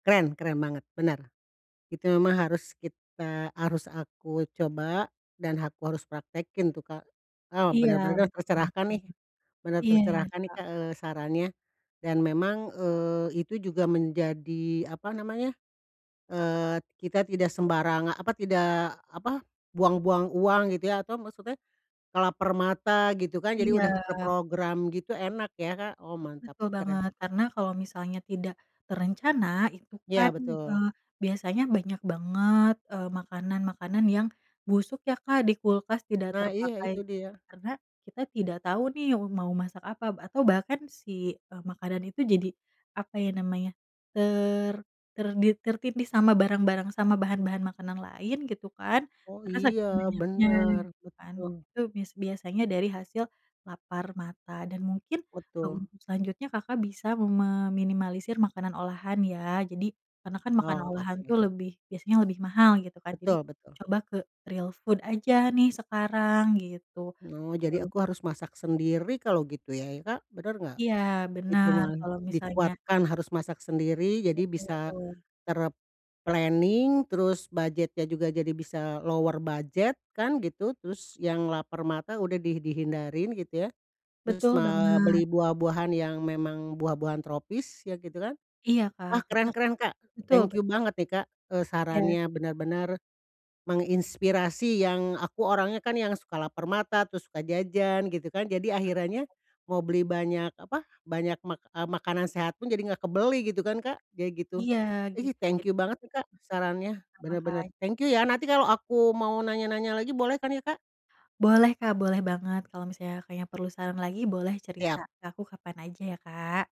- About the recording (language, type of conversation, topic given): Indonesian, advice, Bagaimana saya bisa menemukan pilihan makanan yang murah dan sehat untuk keluarga saya?
- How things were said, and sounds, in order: other background noise; in English: "real food"; unintelligible speech; in English: "ter-planning"; in English: "lower"; in English: "thank you"; unintelligible speech; in English: "thank you"; in English: "thank you"